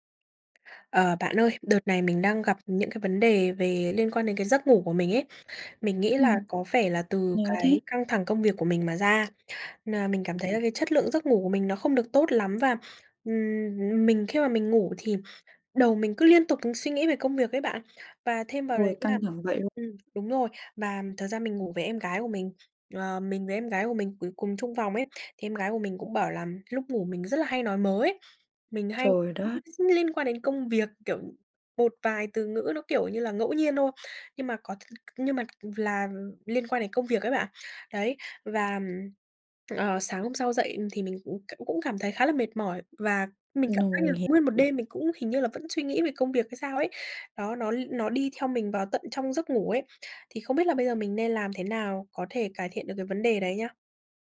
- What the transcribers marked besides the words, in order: tapping; background speech; other background noise; unintelligible speech; unintelligible speech; unintelligible speech
- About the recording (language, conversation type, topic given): Vietnamese, advice, Làm sao để cải thiện giấc ngủ khi tôi bị căng thẳng công việc và hay suy nghĩ miên man?